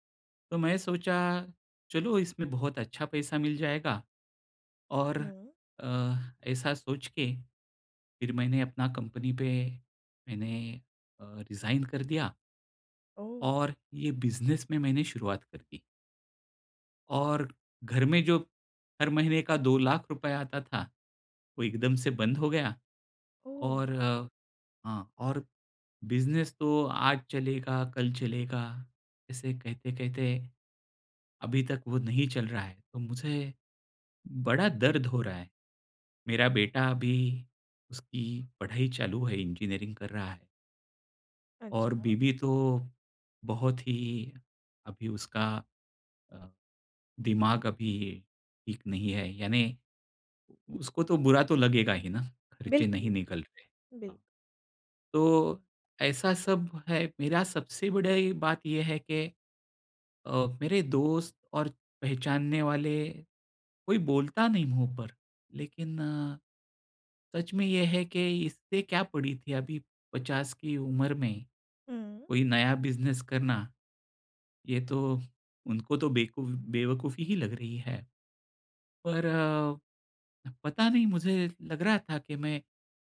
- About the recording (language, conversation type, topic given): Hindi, advice, आप आत्म-आलोचना छोड़कर खुद के प्रति सहानुभूति कैसे विकसित कर सकते हैं?
- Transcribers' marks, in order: in English: "रिज़ाइन"; in English: "बिज़नेस"; in English: "बिज़नेस"